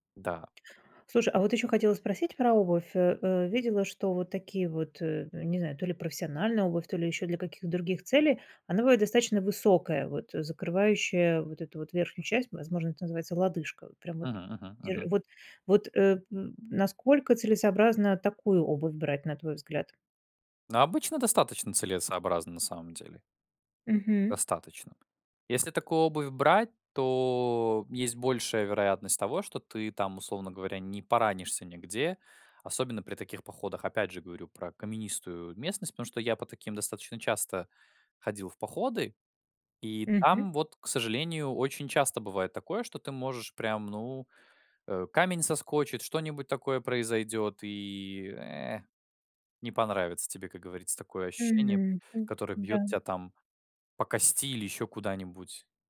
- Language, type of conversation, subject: Russian, podcast, Как подготовиться к однодневному походу, чтобы всё прошло гладко?
- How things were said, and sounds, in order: tapping; other background noise